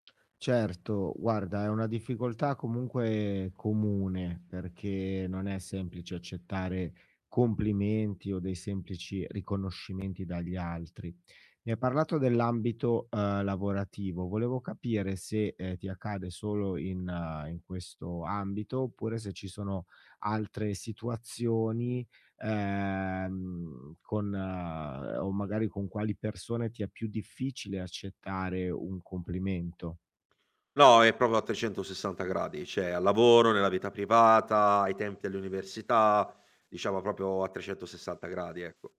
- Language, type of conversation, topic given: Italian, advice, Perché faccio fatica ad accettare complimenti o riconoscimenti dagli altri?
- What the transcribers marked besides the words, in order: static; tapping; drawn out: "ehm"; "proprio" said as "propo"; "cioè" said as "ceh"; "proprio" said as "propio"